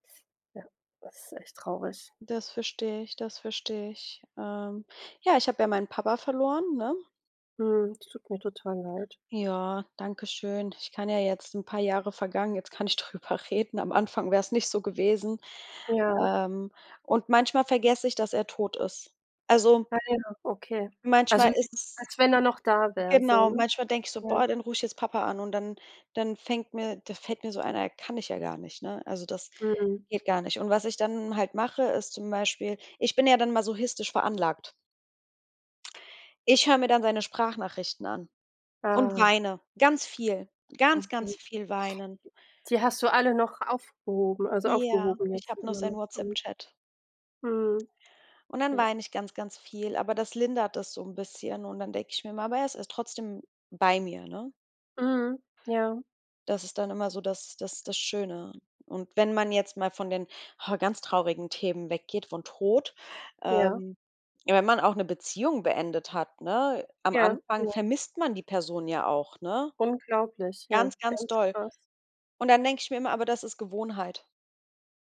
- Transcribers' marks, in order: sad: "Ja, das ist echt traurig"; sad: "Mhm, das tut mir total leid"; other background noise; laughing while speaking: "drüber reden"; unintelligible speech; unintelligible speech; drawn out: "Ah"; other noise
- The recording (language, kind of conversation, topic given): German, unstructured, Was hilft dir, wenn du jemanden vermisst?